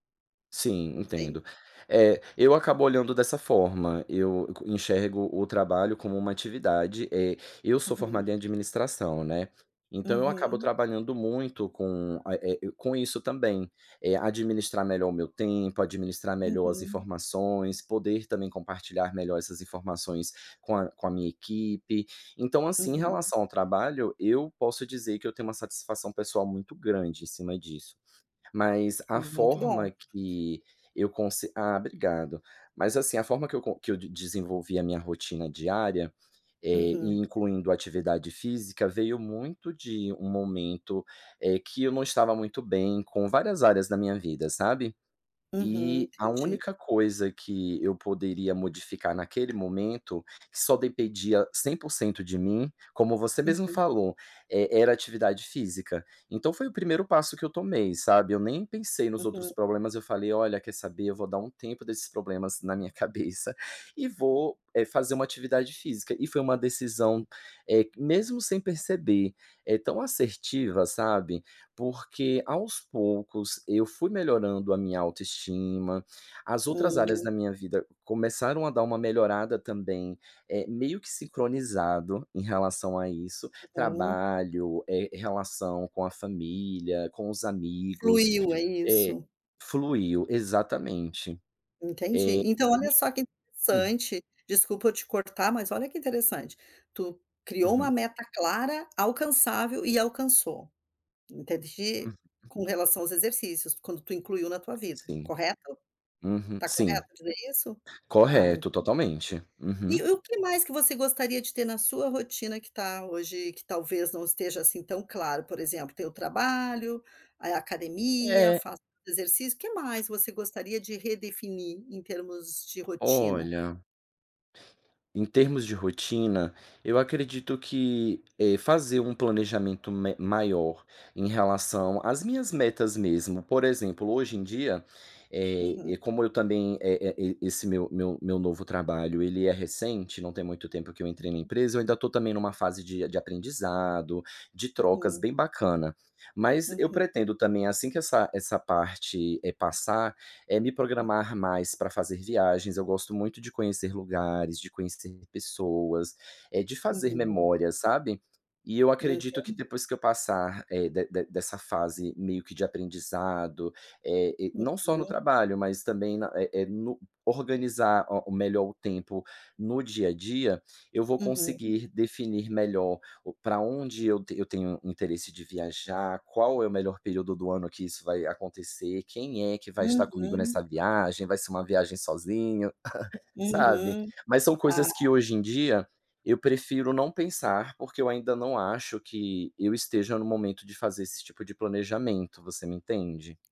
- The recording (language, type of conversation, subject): Portuguese, advice, Como posso definir metas claras e alcançáveis?
- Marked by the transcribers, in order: other background noise; tapping; laughing while speaking: "cabeça"; unintelligible speech; horn; chuckle